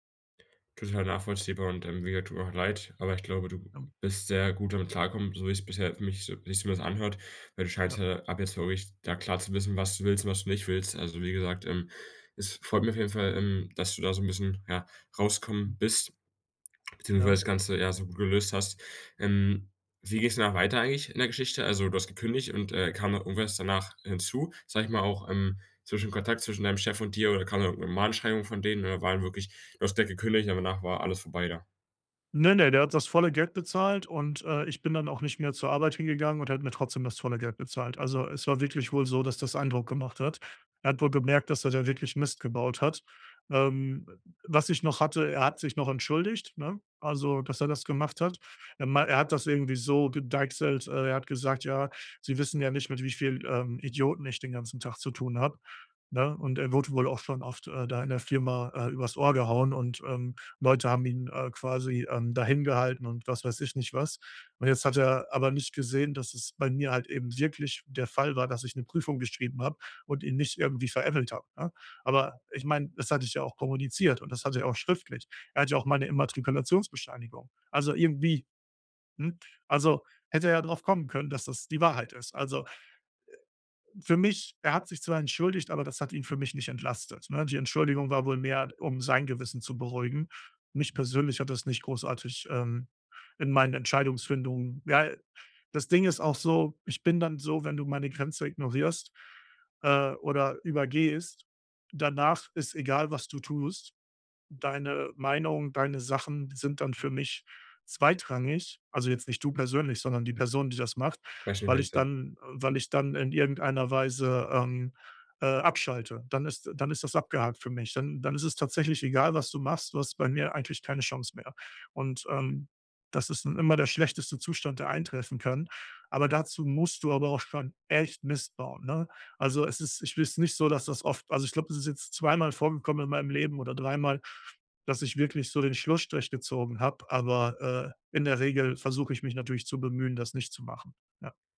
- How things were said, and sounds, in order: other noise; stressed: "echt"
- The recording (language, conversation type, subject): German, podcast, Wie gehst du damit um, wenn jemand deine Grenze ignoriert?